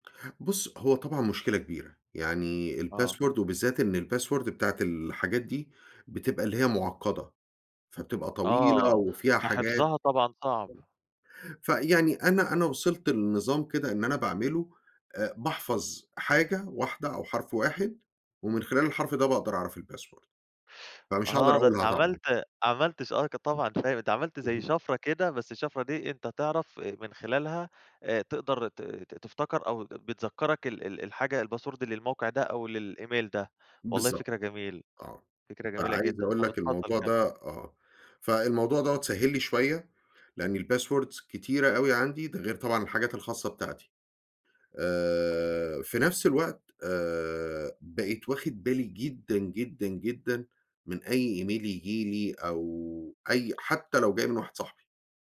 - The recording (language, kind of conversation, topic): Arabic, podcast, إزاي بتحافظ على خصوصيتك على الإنترنت بصراحة؟
- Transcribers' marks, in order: in English: "الpassword"; in English: "الpassword"; other background noise; in English: "الpassword"; in English: "الpassword"; in English: "للemail"; in English: "الpasswords"; in English: "email"